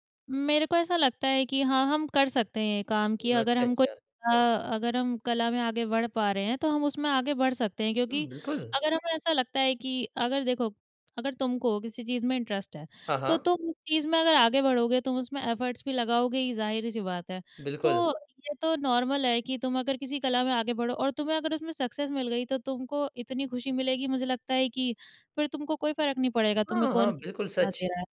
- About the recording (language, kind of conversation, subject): Hindi, podcast, करियर बदलने का बड़ा फैसला लेने के लिए मन कैसे तैयार होता है?
- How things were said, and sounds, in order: in English: "इंटरेस्ट"; in English: "एफर्ट्स"; in English: "नॉर्मल"; in English: "सक्सेस"